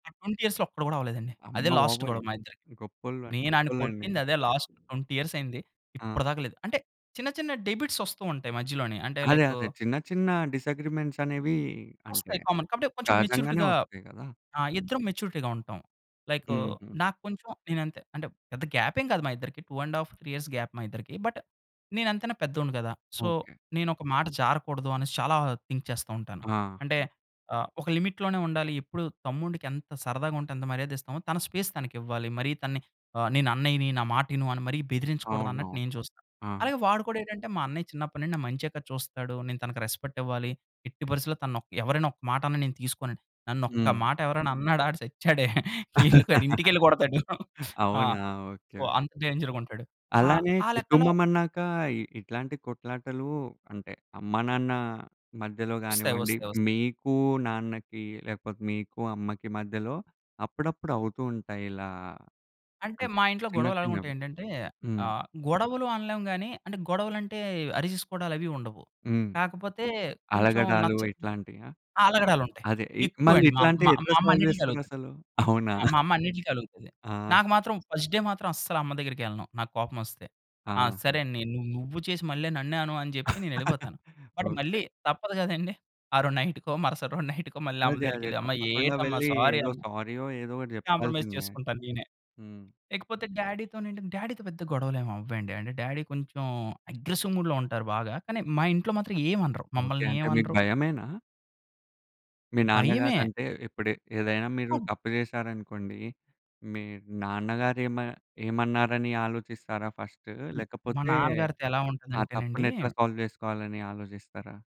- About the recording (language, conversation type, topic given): Telugu, podcast, కుటుంబంతో గడిపే సమయం మీకు ఎందుకు ముఖ్యంగా అనిపిస్తుంది?
- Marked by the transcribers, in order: in English: "ట్వెంటీ ఇయర్స్‌లో"; in English: "లాస్ట్ ట్వెంటీ ఇయర్స్"; in English: "డెబిట్స్"; in English: "డిసగ్రీమెంట్స్"; in English: "కామన్"; in English: "మెచ్యూరిటీగా"; in English: "మెచ్యూరిటీ‌గా"; in English: "గాప్"; in English: "టూ అండ్ హాల్ఫ్ త్రీ ఇయర్స్ గాప్"; in English: "బట్"; in English: "సో"; in English: "థింక్"; in English: "లిమిట్"; in English: "స్పేస్"; in English: "రెస్‌పెక్ట్"; laugh; chuckle; in English: "సో"; in English: "సాల్వ్"; in English: "ఫస్ట్ డే"; chuckle; chuckle; in English: "బట్"; in English: "కాంప్రమైజ్"; in English: "డ్యాడీ‌తో"; in English: "అగ్రెసివ్ మూడ్‌లో"; other noise; in English: "సాల్వ్"